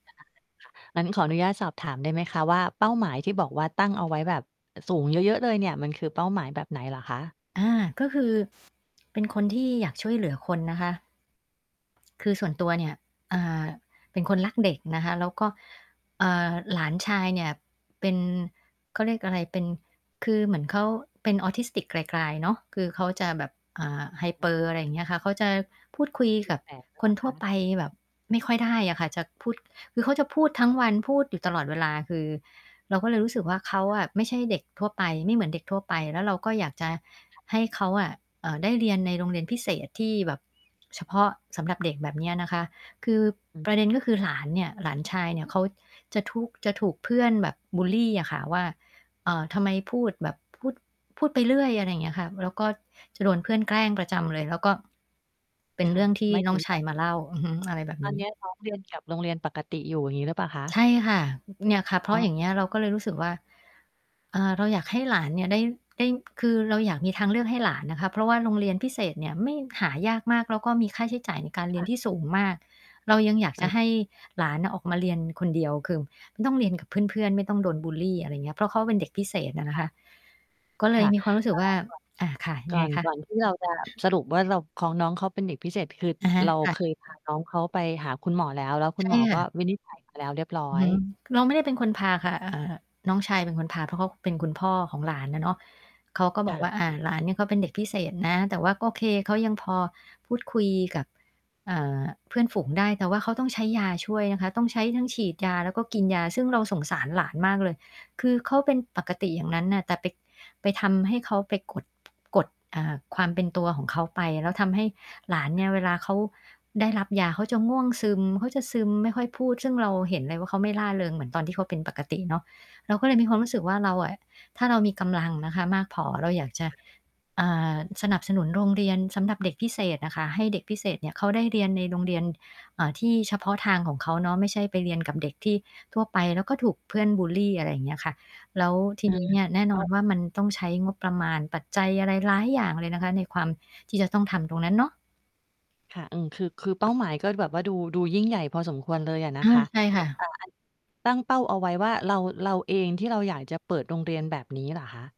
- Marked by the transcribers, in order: distorted speech; other background noise; unintelligible speech; mechanical hum; bird; static; other noise
- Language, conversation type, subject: Thai, podcast, คุณเคยคิดอยากยอมแพ้ไหม และคุณรับมือกับความคิดนั้นอย่างไร?